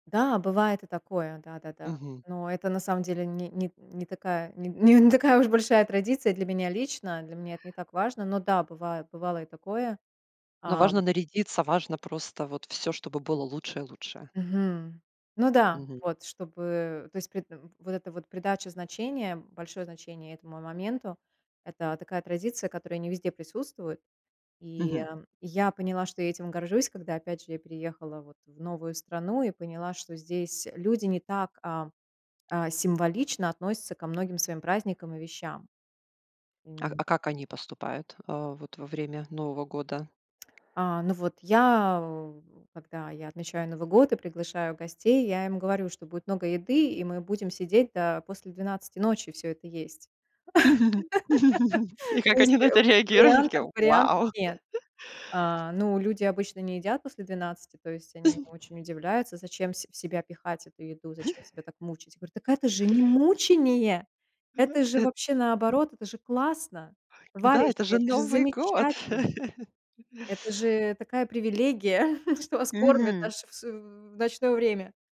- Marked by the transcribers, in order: laughing while speaking: "н не такая уж большая"; tapping; laugh; laughing while speaking: "И как они на это реагируют, они такие: Вау!"; laugh; chuckle; chuckle; other background noise; laugh; chuckle
- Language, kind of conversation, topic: Russian, podcast, Какой традицией вы по‑настоящему гордитесь?